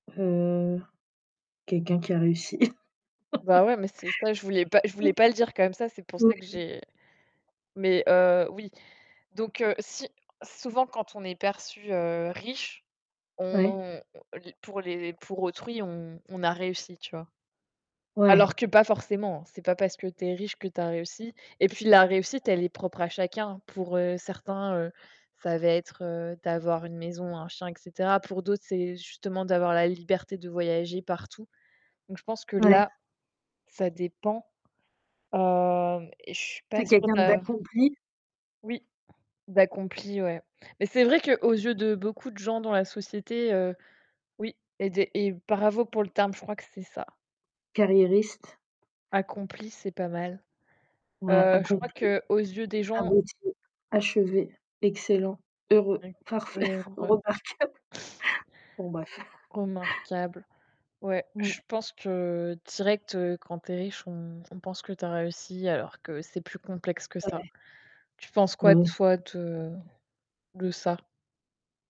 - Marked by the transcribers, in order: static; laugh; other background noise; unintelligible speech; distorted speech; tapping; unintelligible speech; chuckle; snort
- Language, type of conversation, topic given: French, unstructured, Préféreriez-vous être célèbre mais pauvre, ou inconnu mais riche ?